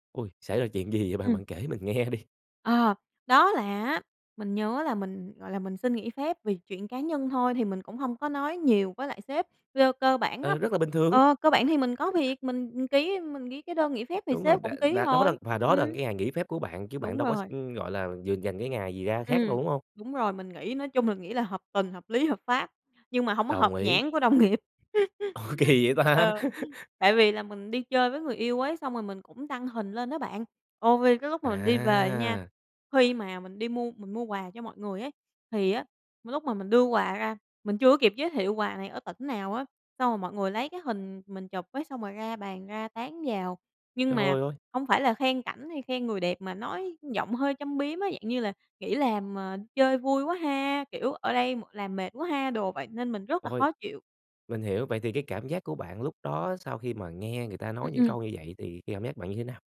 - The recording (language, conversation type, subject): Vietnamese, podcast, Bạn thiết lập ranh giới cá nhân trong công việc như thế nào?
- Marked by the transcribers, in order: laughing while speaking: "nghe"; chuckle; tapping; laughing while speaking: "nghiệp"; laughing while speaking: "Ủa, kỳ vậy ta?"; laugh; other background noise